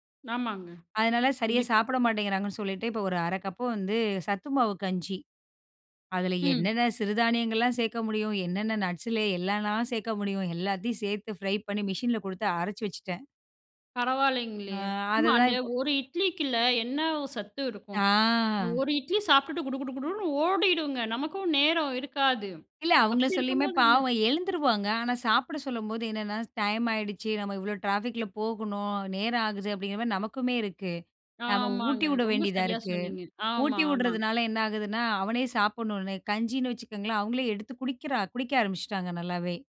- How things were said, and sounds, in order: in English: "நட்ஸ்"; in English: "ட்ராஃபிக்"
- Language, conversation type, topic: Tamil, podcast, குழந்தைகளுக்கு ஆரோக்கியமான உணவை இயல்பான பழக்கமாக எப்படி உருவாக்குவீர்கள்?